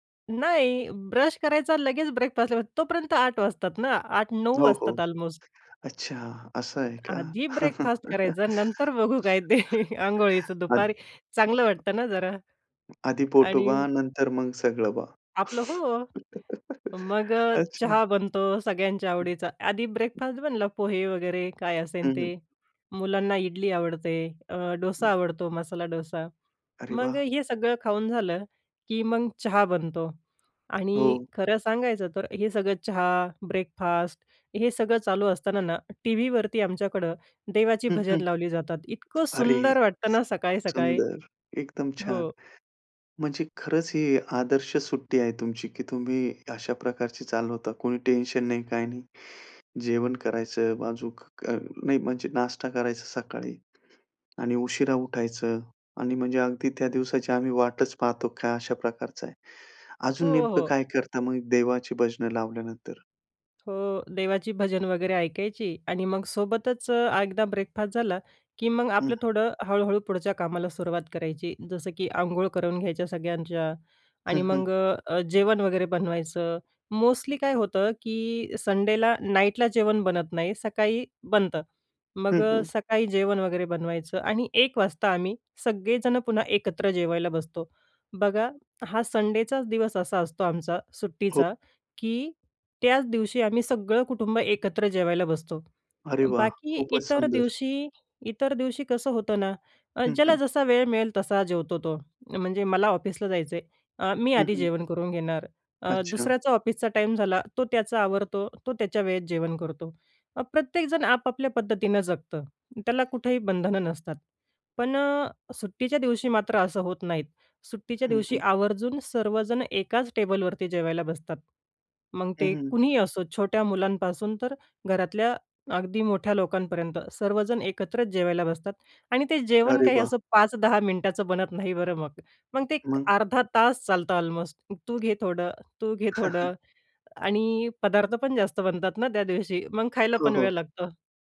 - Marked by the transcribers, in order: in English: "अल्मोस्ट"; other background noise; laugh; chuckle; chuckle; in English: "ब्रेकफास्ट"; in English: "मोस्टली"; in English: "नाईटला"; in English: "ऑलमोस्ट"; tapping; chuckle
- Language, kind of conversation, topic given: Marathi, podcast, तुमचा आदर्श सुट्टीचा दिवस कसा असतो?